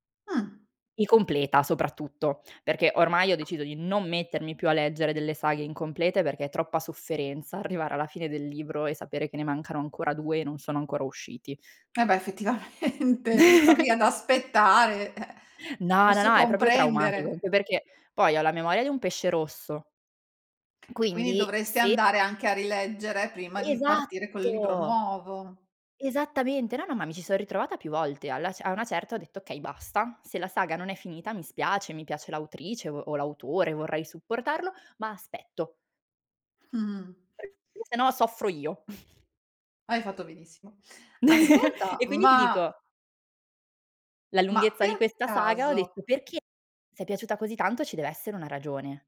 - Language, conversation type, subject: Italian, podcast, Qual è un libro che ti ha lasciato il segno?
- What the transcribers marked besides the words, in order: tapping; laughing while speaking: "effettivamente"; giggle; other background noise; unintelligible speech; chuckle; chuckle